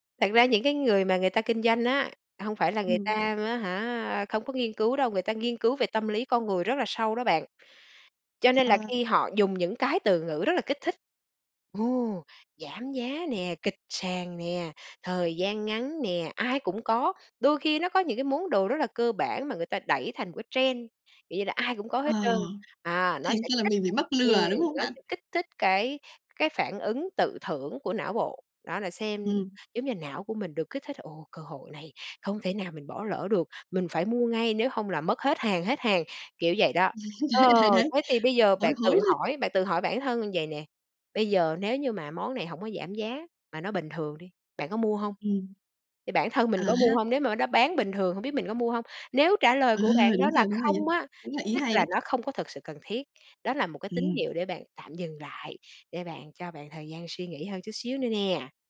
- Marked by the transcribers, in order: tapping; other background noise; in English: "trend"; laugh
- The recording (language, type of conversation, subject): Vietnamese, advice, Vì sao bạn cảm thấy hối hận sau khi mua sắm?